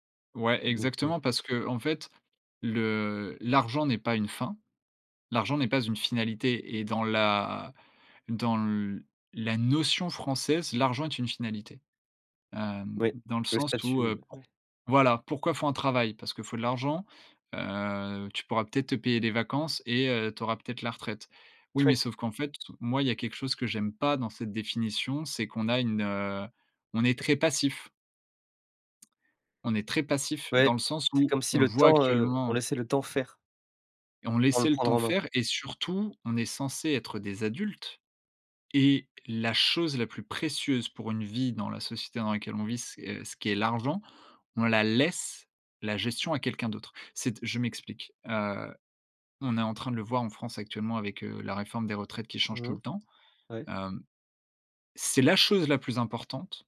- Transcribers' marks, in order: laughing while speaking: "Oui"; stressed: "laisse"; stressed: "la"
- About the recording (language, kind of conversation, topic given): French, podcast, C’est quoi, pour toi, une vie réussie ?